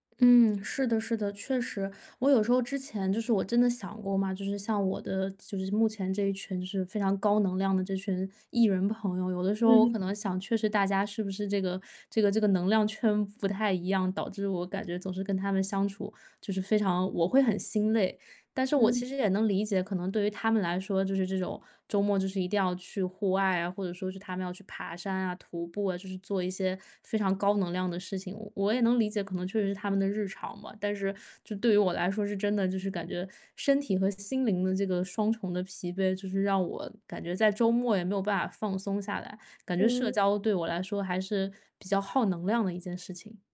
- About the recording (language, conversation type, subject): Chinese, advice, 每次说“不”都会感到内疚，我该怎么办？
- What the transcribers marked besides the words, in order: none